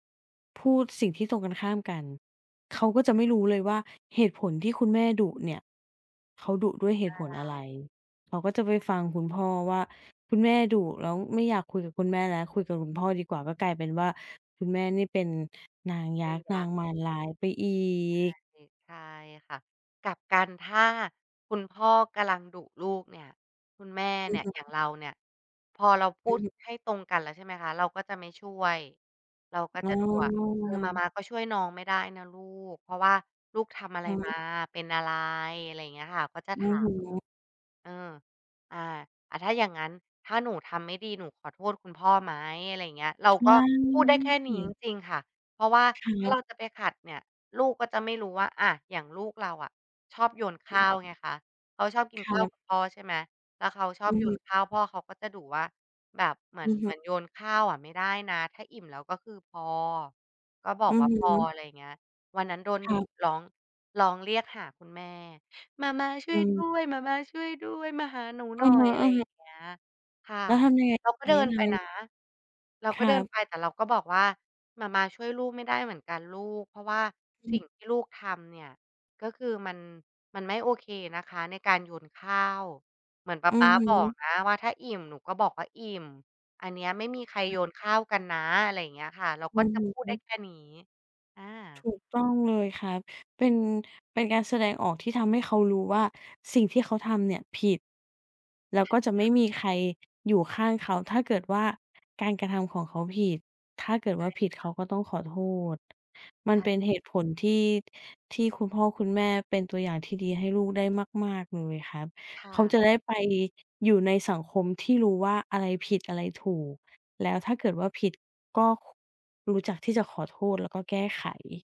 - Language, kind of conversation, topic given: Thai, podcast, จะคุยกับคู่ชีวิตเรื่องการเลี้ยงลูกให้เห็นตรงกันได้อย่างไร?
- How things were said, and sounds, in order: other background noise; drawn out: "ใช่"; tapping; other noise